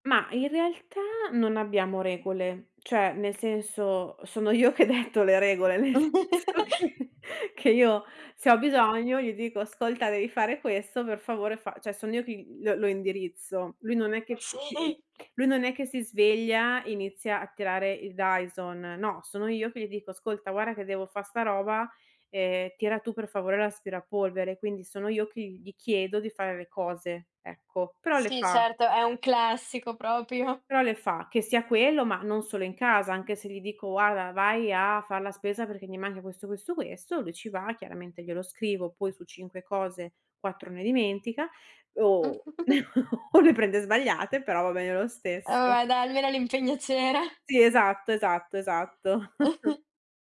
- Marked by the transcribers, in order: laughing while speaking: "io che detto"; laughing while speaking: "nel senso che"; laugh; tapping; "cioè" said as "ceh"; unintelligible speech; laughing while speaking: "sì"; "guarda" said as "guara"; laughing while speaking: "propio"; "proprio" said as "propio"; "Guarda" said as "guara"; "manca" said as "manga"; chuckle; laughing while speaking: "o"; laughing while speaking: "c'era"; chuckle
- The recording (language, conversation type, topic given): Italian, podcast, Come vi organizzate per dividere le faccende domestiche in una convivenza?